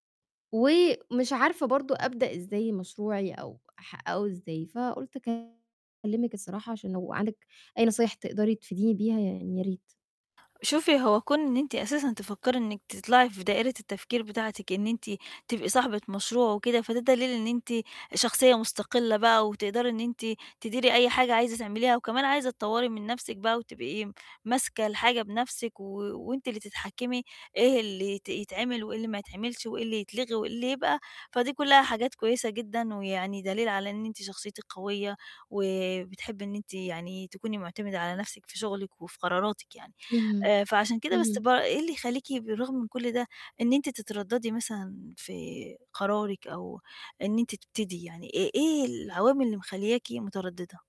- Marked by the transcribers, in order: distorted speech; tapping
- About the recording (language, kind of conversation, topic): Arabic, advice, إزاي أقدر أبدأ مشروعي رغم التردد والخوف؟